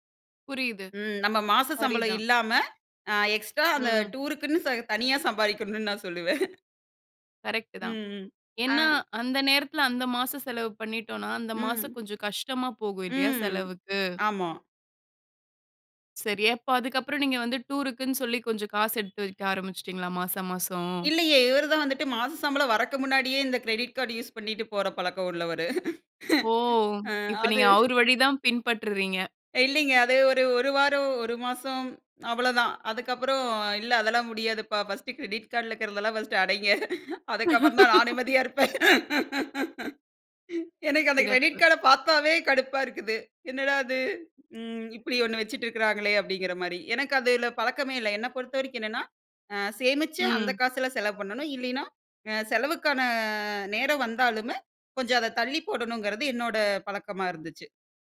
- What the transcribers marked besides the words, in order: chuckle; horn; in English: "கிரெடிட் கார்ட்"; chuckle; in English: "கிரெடிட் கார்டி"; laugh; chuckle; joyful: "நிம்மதியா இருப்பேன்"; in English: "கிரெடிட் கார்ட"; drawn out: "செலவுக்கான"
- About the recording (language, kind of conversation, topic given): Tamil, podcast, திருமணத்திற்கு முன் பேசிக்கொள்ள வேண்டியவை என்ன?